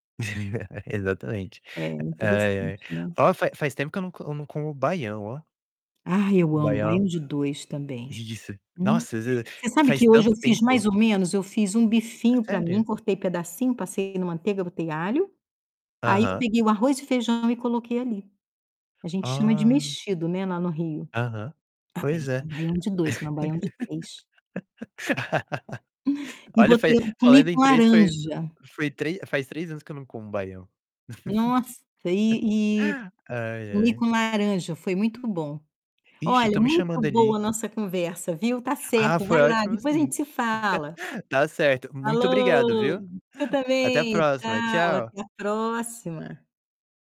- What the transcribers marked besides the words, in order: chuckle; distorted speech; "Delícia" said as "Diliça"; laugh; laugh; chuckle
- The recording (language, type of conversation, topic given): Portuguese, unstructured, Qual prato você acha que todo mundo deveria aprender a fazer?